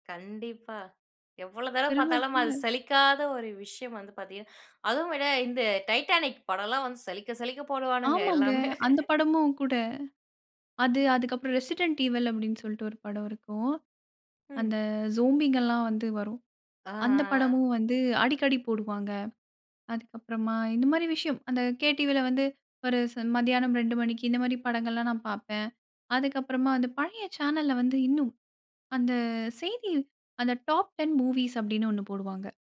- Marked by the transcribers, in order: laughing while speaking: "அதுவும் விட, இந்த டைட்டானிக் படம்லாம் வந்து சலிக்க சலிக்க போடுவானுங்க எல்லாமே"; in English: "டைட்டானிக்"; in English: "ரெசிடென்ட் ஈவல்"; in English: "ஜோம்பிங்கலாம்"; in English: "சேனல்ல"; in English: "டாப் டென் மூவிஸ்"
- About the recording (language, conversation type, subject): Tamil, podcast, ஒரு பழைய தொலைக்காட்சி சேனல் ஜிங்கிள் கேட்கும்போது உங்களுக்கு உடனே எந்த நினைவுகள் வரும்?